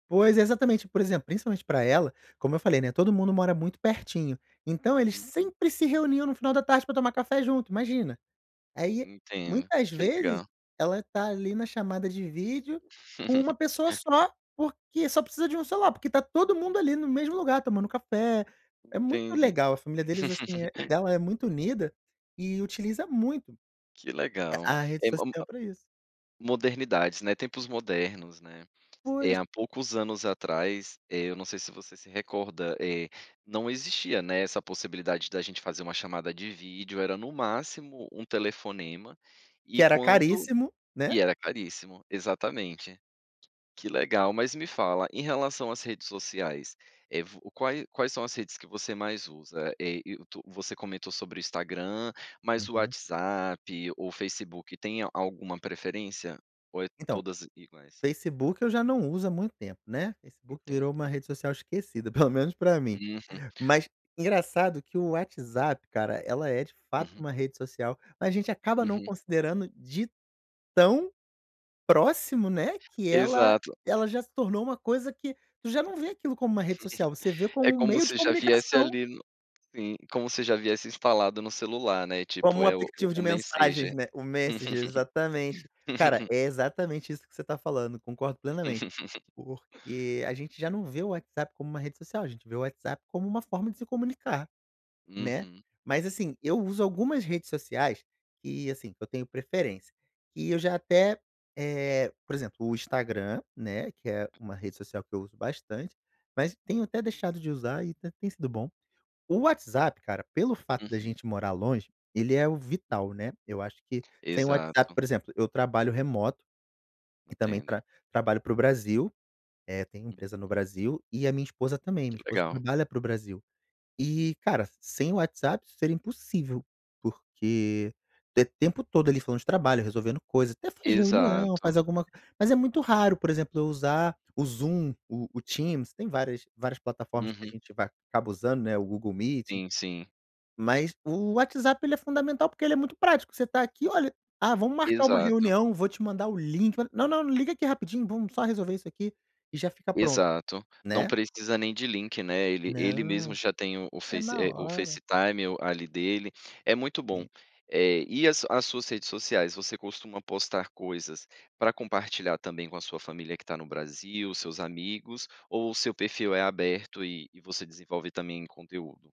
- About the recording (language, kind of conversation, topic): Portuguese, podcast, Como a tecnologia impacta, na prática, a sua vida social?
- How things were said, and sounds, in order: laugh; laugh; laugh; tapping